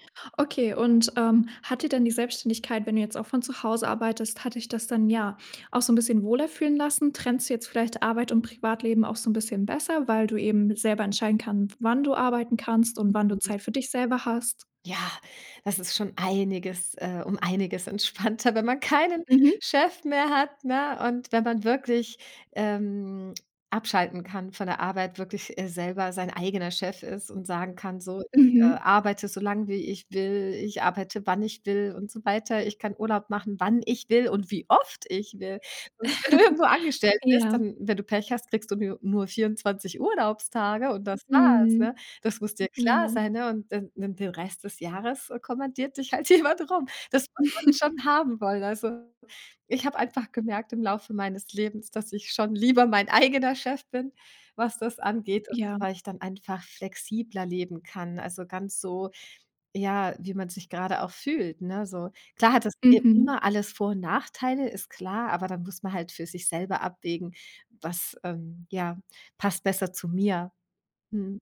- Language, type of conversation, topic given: German, podcast, Wie trennst du Arbeit und Privatleben, wenn du zu Hause arbeitest?
- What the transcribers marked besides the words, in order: unintelligible speech; drawn out: "ähm"; stressed: "wann"; stressed: "oft"; laughing while speaking: "Wenn du"; chuckle; chuckle; laughing while speaking: "jemand"; laughing while speaking: "eigener"